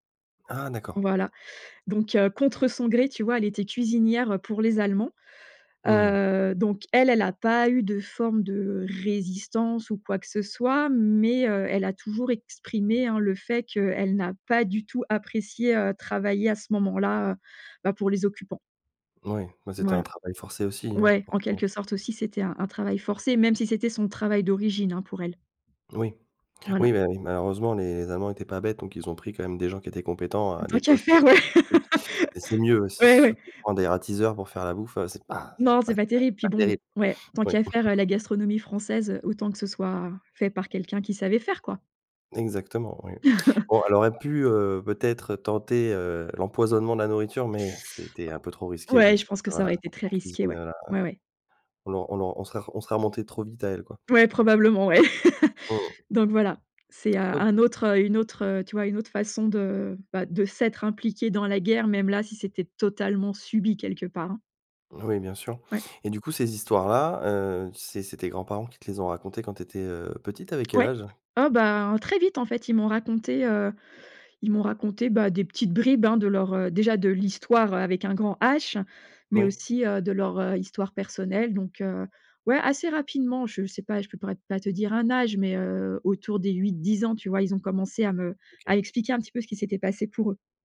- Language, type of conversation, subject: French, podcast, Comment les histoires de guerre ou d’exil ont-elles marqué ta famille ?
- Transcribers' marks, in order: other background noise; laugh; "dératiseurs" said as "ratiseurs"; chuckle; chuckle; laugh